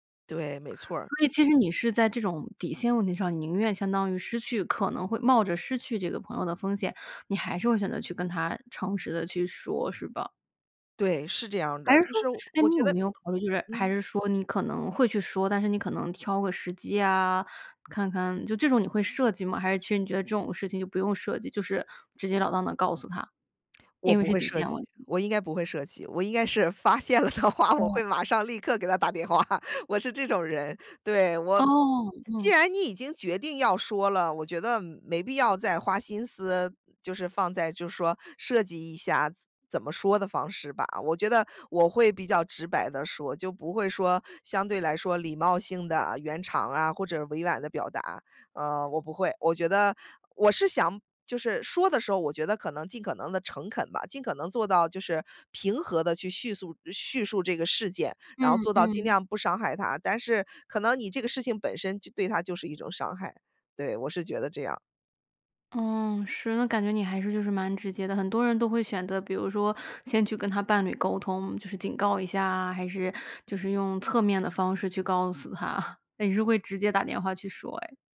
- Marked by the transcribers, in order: other background noise; laughing while speaking: "发现了的话，我会马上、立刻给他打电话"; chuckle
- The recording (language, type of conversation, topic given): Chinese, podcast, 你为了不伤害别人，会选择隐瞒自己的真实想法吗？